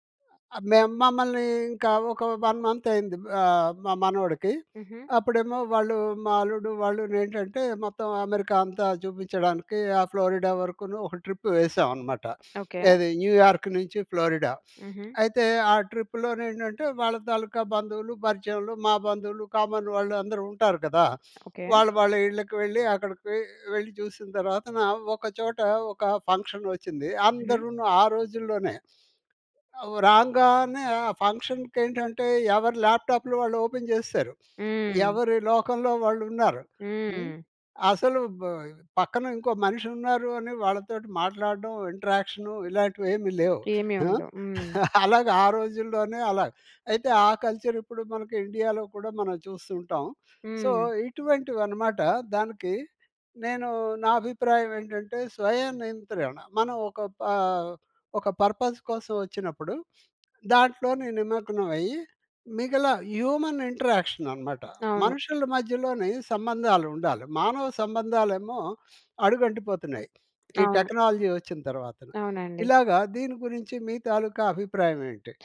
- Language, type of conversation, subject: Telugu, podcast, మల్టీటాస్కింగ్ తగ్గించి ఫోకస్ పెంచేందుకు మీరు ఏ పద్ధతులు పాటిస్తారు?
- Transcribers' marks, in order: in English: "వన్ మంత్"; in English: "ట్రిప్"; in English: "ట్రిప్‌లోని"; in English: "కామన్"; in English: "ఫంక్షన్"; in English: "ఫంక్షన్‌కి"; in English: "ఓపెన్"; other background noise; in English: "ఇంటరాక్షను"; chuckle; in English: "కల్చర్"; in English: "సో"; in English: "పర్పస్"; in English: "హ్యూమన్ ఇంటరాక్షన్"; sniff; in English: "టెక్నాలజీ"; tapping